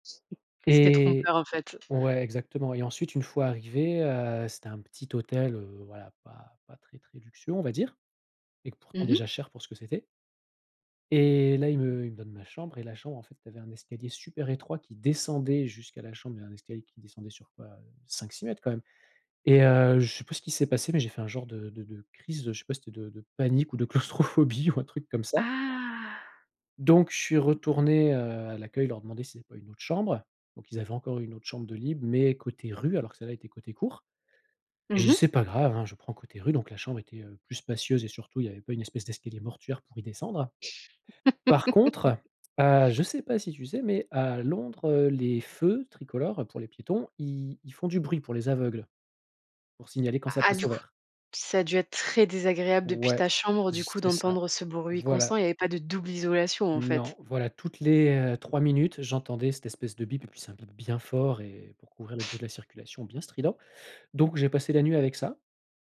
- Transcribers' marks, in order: other noise; tapping; unintelligible speech; stressed: "descendait"; laughing while speaking: "claustrophobie"; drawn out: "Ah !"; other background noise; chuckle; stressed: "contre"; stressed: "très"
- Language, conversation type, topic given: French, podcast, Peux-tu raconter un voyage qui t’a vraiment marqué ?